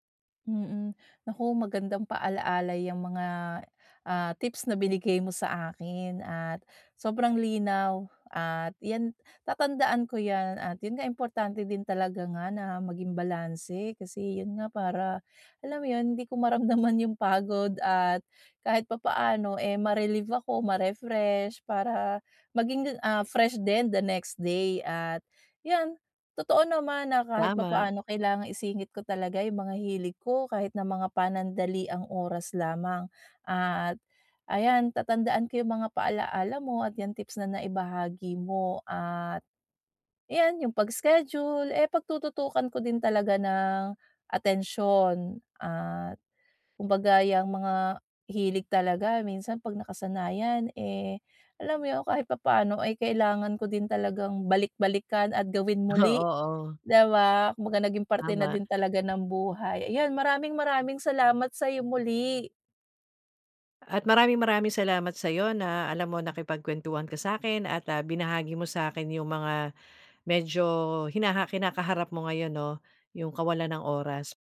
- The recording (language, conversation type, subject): Filipino, advice, Paano ako makakahanap ng oras para sa mga hilig ko?
- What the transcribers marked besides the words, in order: in English: "ma-relieve"